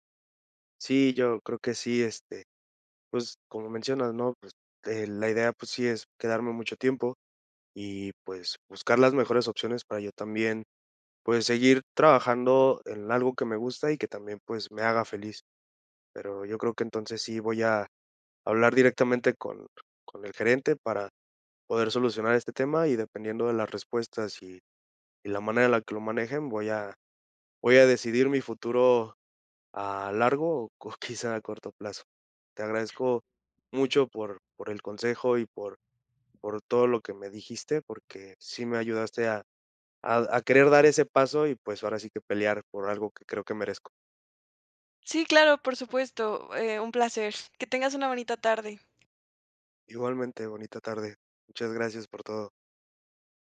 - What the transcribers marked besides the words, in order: other background noise; laughing while speaking: "quizá"
- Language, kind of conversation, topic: Spanish, advice, ¿Cómo puedo pedir con confianza un aumento o reconocimiento laboral?